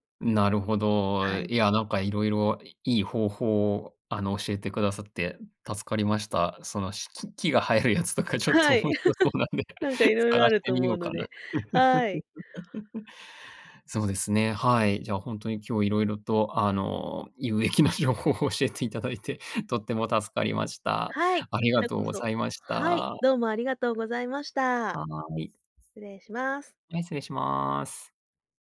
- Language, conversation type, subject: Japanese, podcast, スマホは集中力にどのような影響を与えますか？
- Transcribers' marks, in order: laughing while speaking: "生えるやつとかちょっと面白そうなんで"; laugh; laugh; laughing while speaking: "有益な情報を教えていただいて"